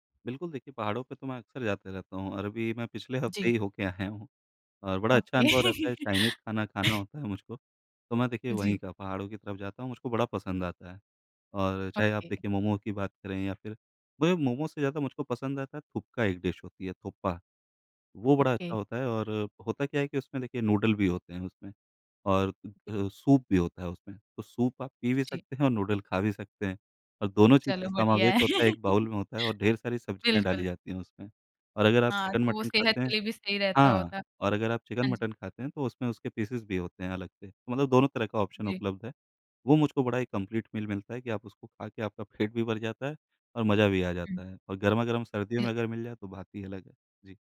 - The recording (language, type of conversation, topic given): Hindi, podcast, आपकी सबसे यादगार स्वाद की खोज कौन सी रही?
- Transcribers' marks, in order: laughing while speaking: "आया हूँ"; laughing while speaking: "ओके"; in English: "ओके"; laugh; in English: "चाइनीज़"; in English: "ओके"; in English: "ओके"; in English: "बाउल"; laugh; tapping; in English: "पीसेज़"; in English: "ऑप्शन"; in English: "कम्प्लीट मील"; laughing while speaking: "पेट भी"; unintelligible speech